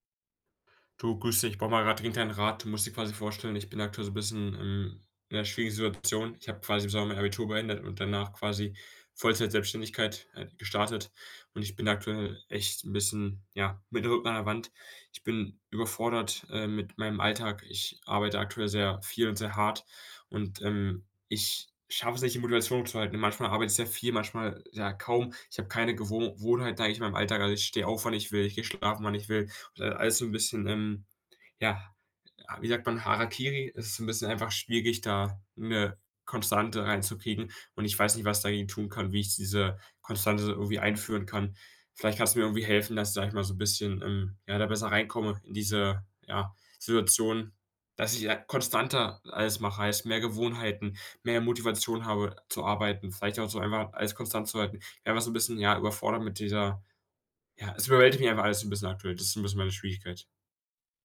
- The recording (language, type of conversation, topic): German, advice, Wie kann ich mich täglich zu mehr Bewegung motivieren und eine passende Gewohnheit aufbauen?
- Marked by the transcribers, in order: none